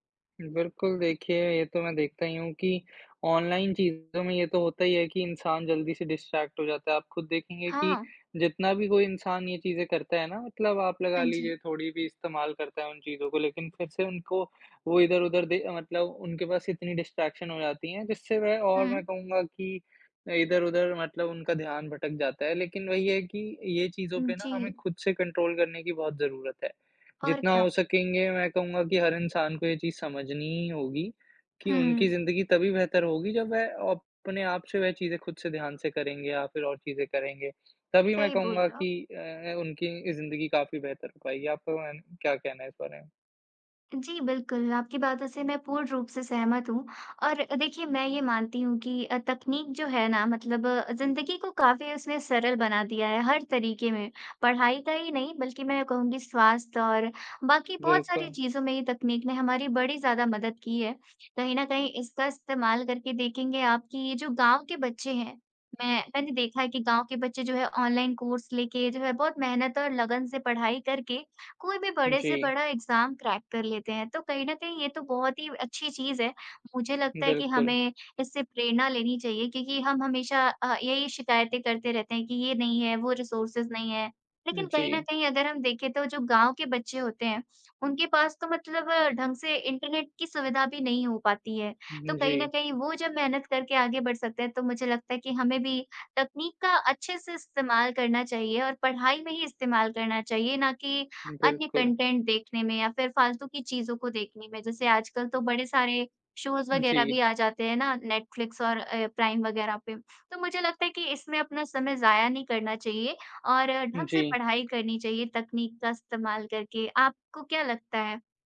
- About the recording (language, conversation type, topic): Hindi, unstructured, तकनीक ने आपकी पढ़ाई पर किस तरह असर डाला है?
- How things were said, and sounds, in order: tapping; in English: "डिस्ट्रैक्ट"; in English: "डिस्ट्रैक्शन"; in English: "कंट्रोल"; in English: "एग्ज़ाम क्रैक"; in English: "रिसोर्सेस"; in English: "कॉन्टेंट"; in English: "शोज़"